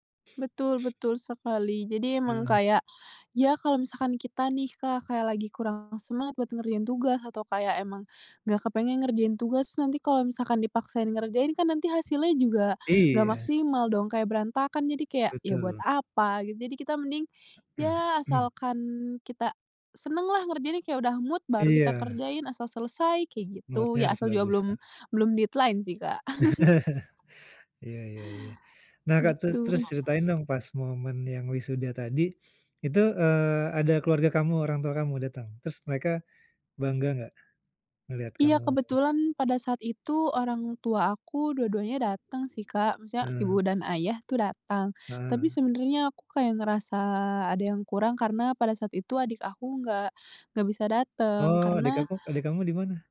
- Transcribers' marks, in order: throat clearing; in English: "mood"; in English: "Mood-nya"; in English: "deadline"; laugh; chuckle; tapping; other background noise
- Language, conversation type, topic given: Indonesian, podcast, Kapan terakhir kali kamu merasa sangat bangga pada diri sendiri?